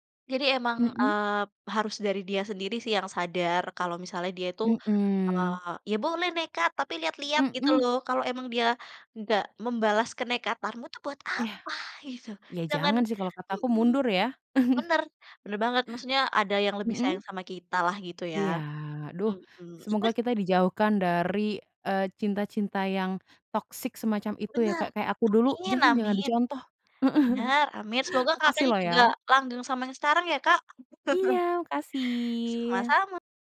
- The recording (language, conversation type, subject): Indonesian, unstructured, Pernahkah kamu melakukan sesuatu yang nekat demi cinta?
- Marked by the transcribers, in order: chuckle; other noise; in English: "toxic"; laughing while speaking: "heeh"; chuckle